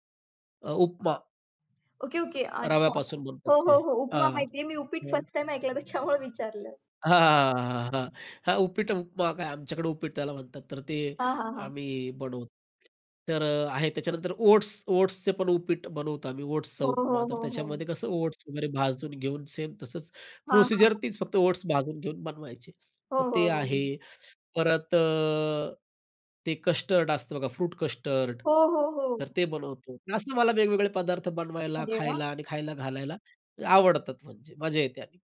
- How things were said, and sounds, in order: other background noise; laughing while speaking: "त्याच्यामुळे विचारलं"; tapping; in English: "प्रोसिजर"; in English: "कस्टर्ड"; in English: "फ्रूट कस्टर्ड"; joyful: "अरे वा!"
- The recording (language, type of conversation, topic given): Marathi, podcast, मोकळ्या वेळेत तुला काय बनवायला आवडतं?